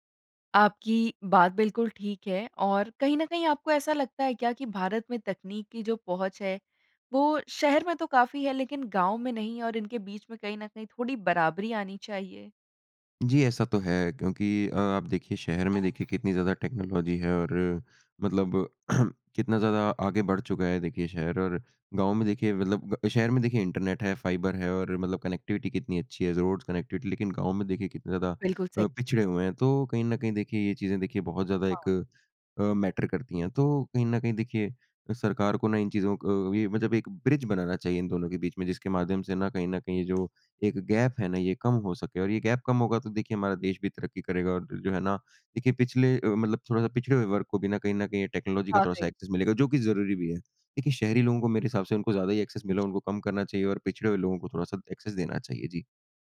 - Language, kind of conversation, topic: Hindi, podcast, नयी तकनीक अपनाने में आपके अनुसार सबसे बड़ी बाधा क्या है?
- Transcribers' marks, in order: other background noise; in English: "टेक्नोलॉजी"; throat clearing; in English: "कनेक्टिविटी"; in English: "रोड्स कनेक्टिविटी"; in English: "मैटर"; in English: "ब्रिज"; in English: "गैप"; in English: "गैप"; in English: "टेक्नोलॉजी"; in English: "एक्सेस"; in English: "एक्सेस"; in English: "एक्सेस"